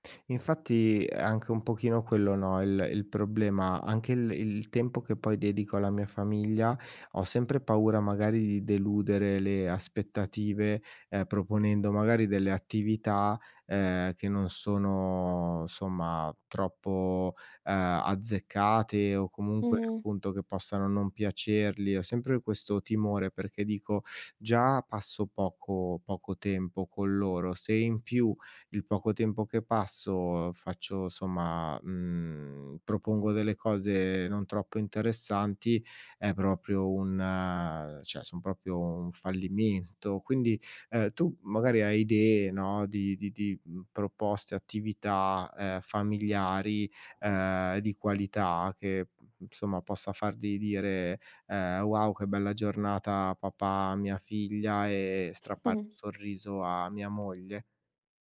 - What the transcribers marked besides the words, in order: "insomma" said as "nsoma"; "cioè" said as "ceh"; "proprio" said as "propio"; "insomma" said as "nsoma"; other background noise
- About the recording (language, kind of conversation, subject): Italian, advice, In che modo il lavoro sta prendendo il sopravvento sulla tua vita familiare?
- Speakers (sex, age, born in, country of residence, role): female, 20-24, Italy, Italy, advisor; male, 40-44, Italy, Italy, user